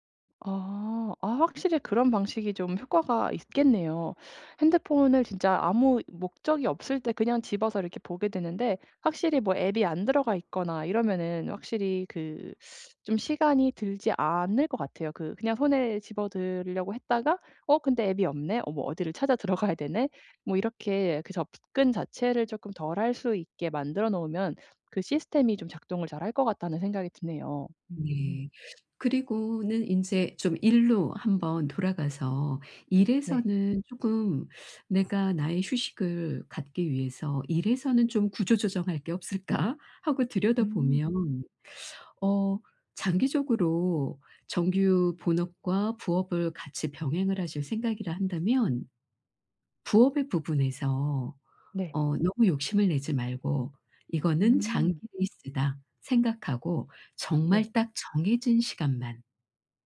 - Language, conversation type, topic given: Korean, advice, 긴 작업 시간 동안 피로를 관리하고 에너지를 유지하기 위한 회복 루틴을 어떻게 만들 수 있을까요?
- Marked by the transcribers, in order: teeth sucking; tapping; teeth sucking